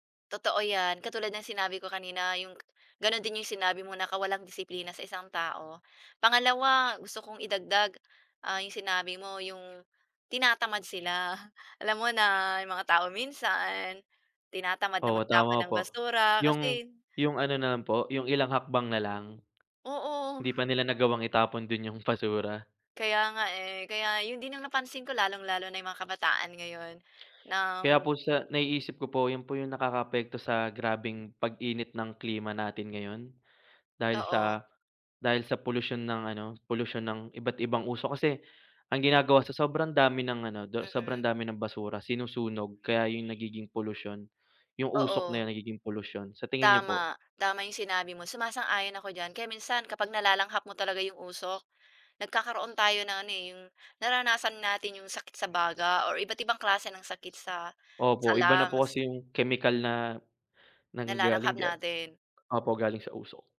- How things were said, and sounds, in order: other background noise; horn
- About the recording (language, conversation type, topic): Filipino, unstructured, Ano ang reaksyon mo kapag may nakikita kang nagtatapon ng basura kung saan-saan?